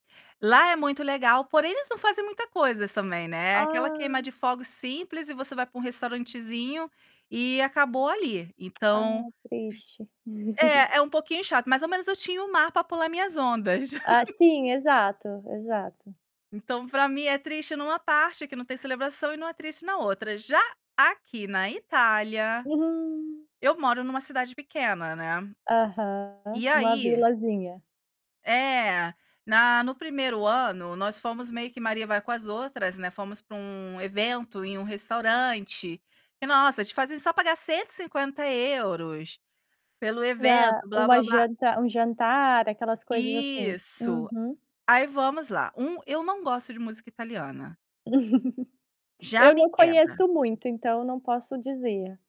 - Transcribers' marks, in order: tongue click; other background noise; chuckle; laugh; tapping; distorted speech; chuckle
- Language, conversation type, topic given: Portuguese, podcast, Como vocês celebram o Ano Novo por aí?